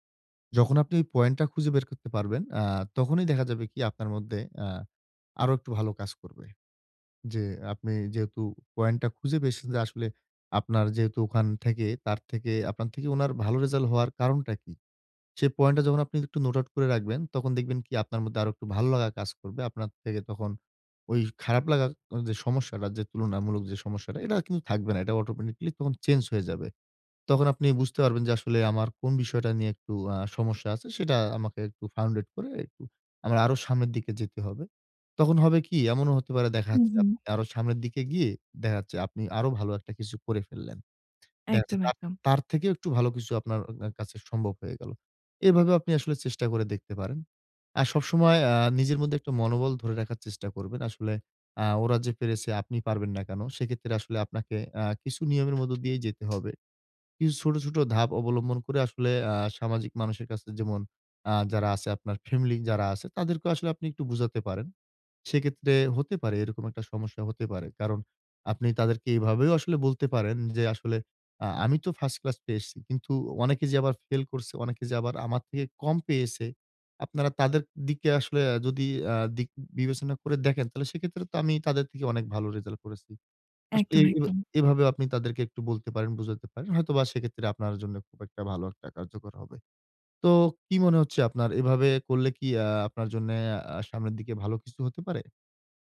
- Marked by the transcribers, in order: "পেয়েছেন" said as "পেয়েসেন"; "result" said as "resal"; tapping; in English: "note out"; "সমস্যাটা" said as "সমস্যাডা"; "এটা" said as "এডা"; other background noise
- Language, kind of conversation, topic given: Bengali, advice, অন্যদের সঙ্গে নিজেকে তুলনা না করে আমি কীভাবে আত্মসম্মান বজায় রাখতে পারি?